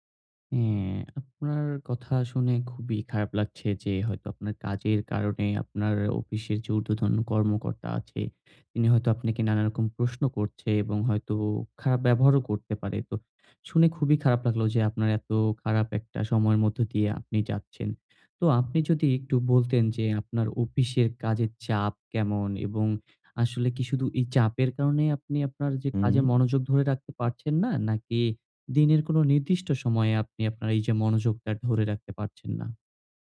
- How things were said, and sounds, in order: none
- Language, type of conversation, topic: Bengali, advice, কাজের সময় মনোযোগ ধরে রাখতে আপনার কি বারবার বিভ্রান্তি হয়?